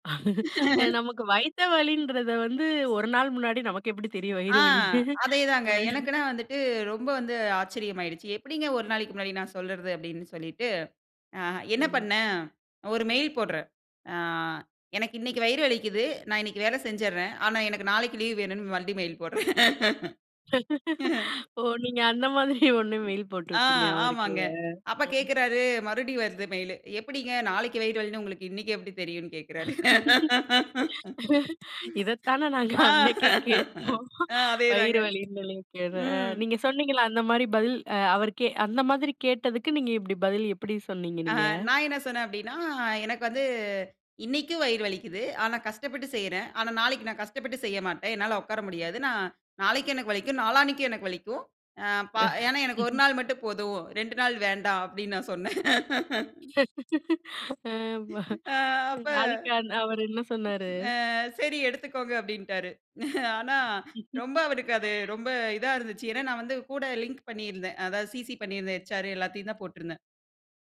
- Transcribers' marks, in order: laugh; laughing while speaking: "நமக்கு எப்பிடி தெரியும்? வயிறு வலின்னு"; in English: "மெயில்"; laugh; in English: "மெயில்"; laughing while speaking: "ஓ! நீங்க அந்த மாதிரி ஒன்னு மெயில் போட்டு விட்டீங்க அவருக்கு. அ"; laugh; in English: "மெயில்"; tapping; in English: "மெயிலு"; laugh; laughing while speaking: "இதத்தான நாங்க அன்னக்கே கேட்டோம். வயிறு வலின்னு"; unintelligible speech; laugh; laugh; laugh; laughing while speaking: "அ அப்ப"; laugh; laugh
- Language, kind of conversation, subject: Tamil, podcast, பணிமேலாளர் கடுமையாக விமர்சித்தால் நீங்கள் எப்படி பதிலளிப்பீர்கள்?